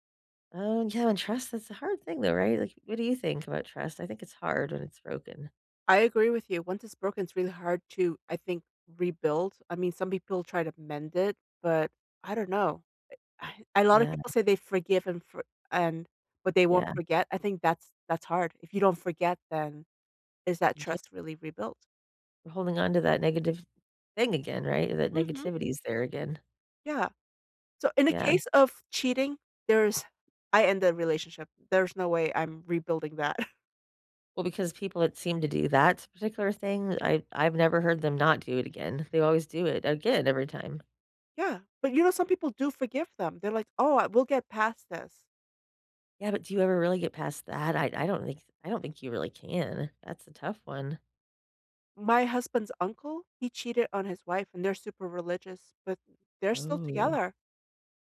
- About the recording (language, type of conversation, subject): English, unstructured, How do I know when it's time to end my relationship?
- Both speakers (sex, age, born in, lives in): female, 45-49, South Korea, United States; female, 45-49, United States, United States
- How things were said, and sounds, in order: sigh; tapping; chuckle; stressed: "again"